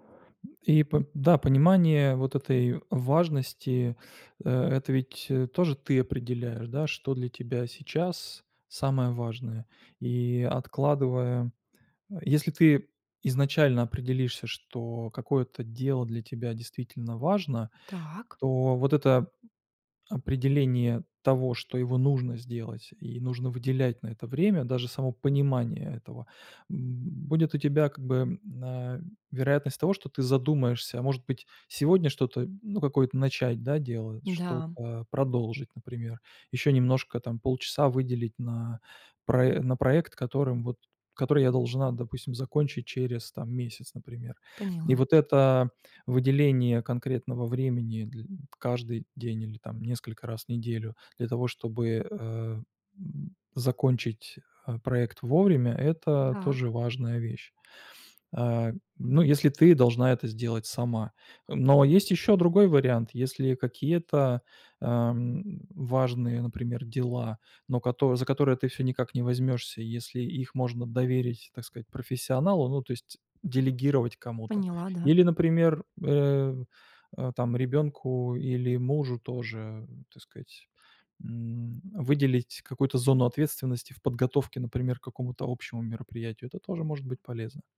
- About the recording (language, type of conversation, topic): Russian, advice, Как мне избегать траты времени на неважные дела?
- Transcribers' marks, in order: other background noise